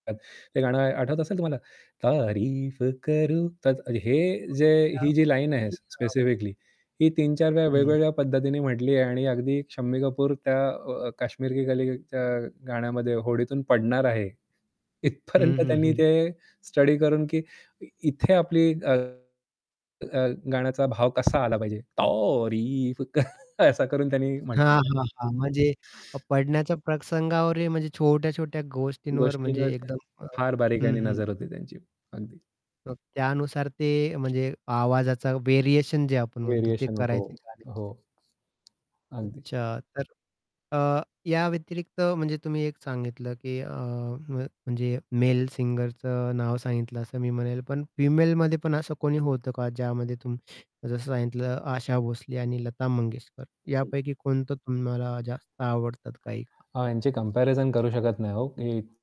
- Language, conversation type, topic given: Marathi, podcast, कोणते जुने गाणे ऐकल्यावर तुम्हाला लगेच कोणती आठवण येते?
- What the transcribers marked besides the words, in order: unintelligible speech; singing: "तारीफ करूँ"; in Hindi: "तारीफ करूँ"; static; other background noise; unintelligible speech; laughing while speaking: "इथपर्यंत"; distorted speech; put-on voice: "तारीफ करूँ"; in Hindi: "तारीफ करूँ"; chuckle; in English: "व्हेरिएशन"; in English: "व्हेरिएशन"; tapping